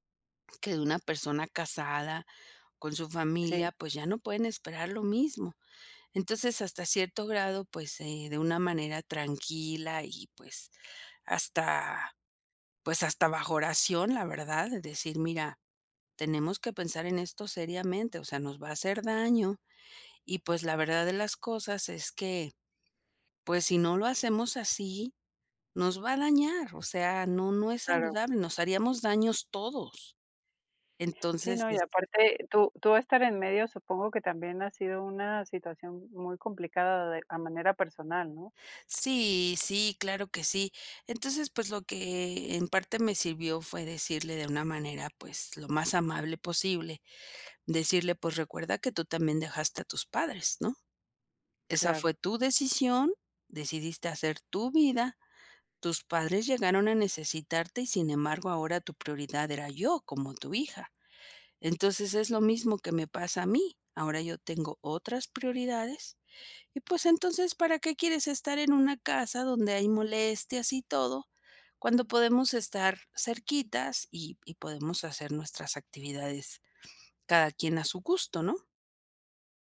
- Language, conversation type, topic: Spanish, podcast, ¿Qué evento te obligó a replantearte tus prioridades?
- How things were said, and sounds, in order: other background noise